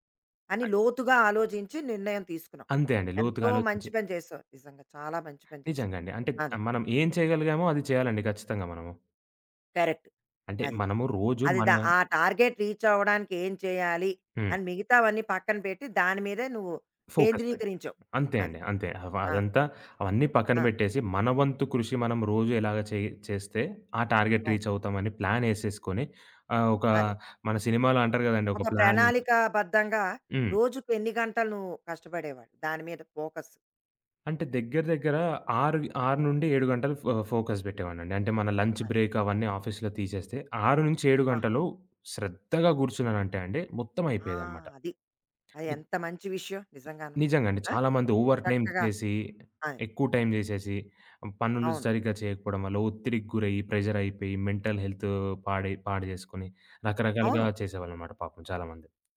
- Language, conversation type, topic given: Telugu, podcast, థెరపీ గురించి మీ అభిప్రాయం ఏమిటి?
- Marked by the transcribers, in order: in English: "టార్గెట్ రీచ్"; in English: "ఫోకస్"; other background noise; in English: "టార్గెట్ రీచ్"; in English: "ప్లానింగ్"; in English: "ఫోకస్?"; in English: "ఫ ఫోకస్"; in English: "లంచ్ బ్రేక్"; in English: "ఆఫీస్‌లో"; in English: "ఓవర్ టైమ్"; in English: "ప్రెషర్"; in English: "మెంటల్"; tapping